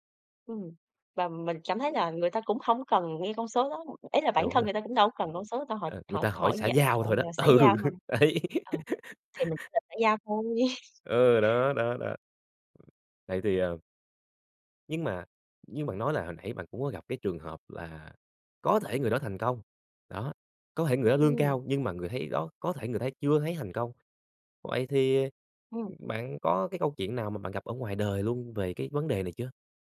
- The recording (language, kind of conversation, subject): Vietnamese, podcast, Theo bạn, mức lương có phản ánh mức độ thành công không?
- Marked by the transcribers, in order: laughing while speaking: "Ừ, đấy"; laugh; chuckle; other background noise